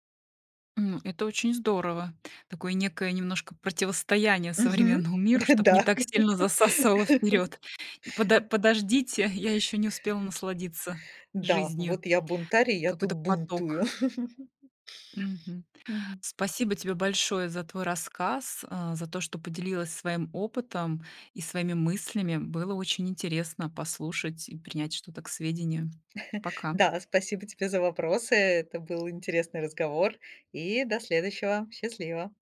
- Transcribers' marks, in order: laugh; chuckle; chuckle
- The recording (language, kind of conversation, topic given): Russian, podcast, Что для тебя значит цифровой детокс и как ты его проводишь?